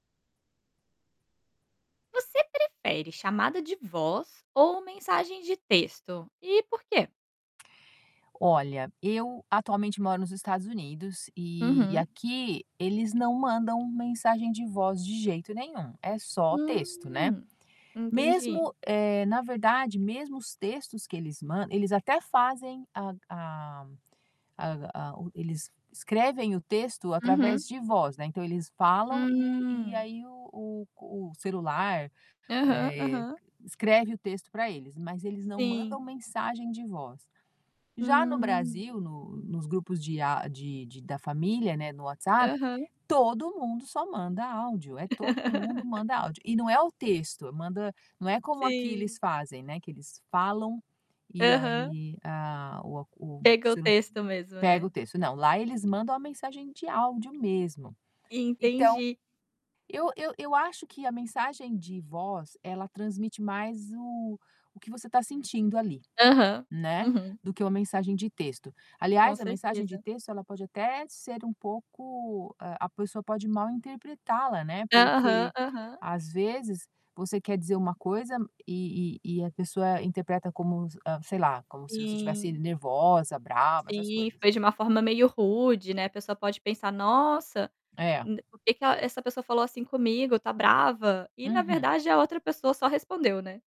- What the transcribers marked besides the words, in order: static; drawn out: "Hum"; laugh; tapping; other background noise
- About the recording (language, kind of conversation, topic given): Portuguese, podcast, Você prefere fazer uma chamada de voz ou mandar uma mensagem de texto? Por quê?